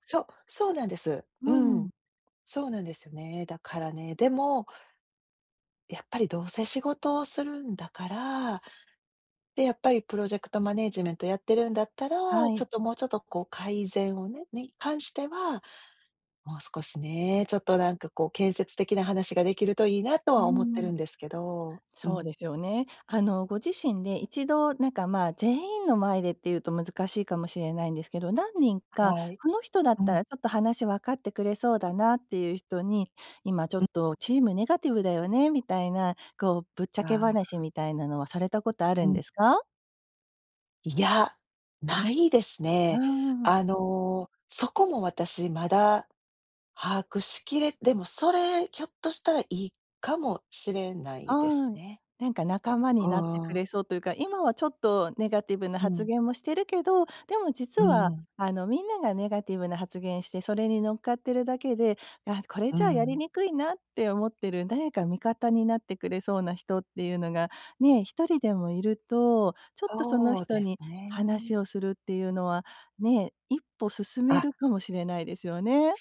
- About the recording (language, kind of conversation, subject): Japanese, advice, 関係を壊さずに相手に改善を促すフィードバックはどのように伝えればよいですか？
- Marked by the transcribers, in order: none